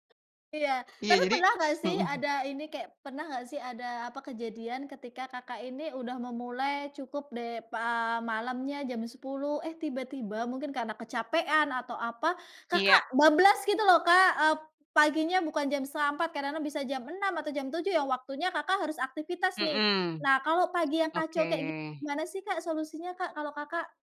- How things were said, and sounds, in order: other background noise; tapping
- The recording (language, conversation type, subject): Indonesian, podcast, Apa rutinitas pagi sederhana untuk memulai hari dengan lebih tenang?